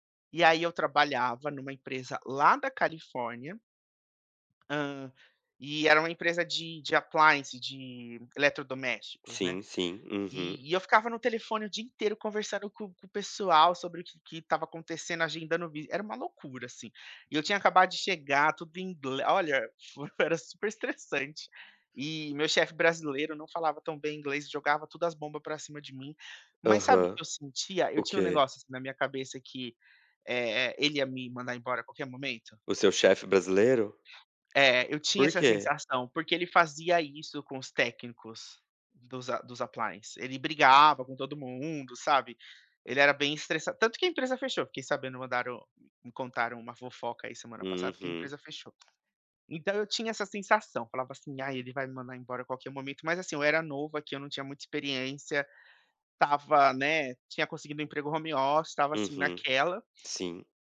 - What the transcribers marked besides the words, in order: other background noise; in English: "appliance"; chuckle; in English: "appliance"; tapping
- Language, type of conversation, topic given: Portuguese, advice, Como posso lidar com a perda inesperada do emprego e replanejar minha vida?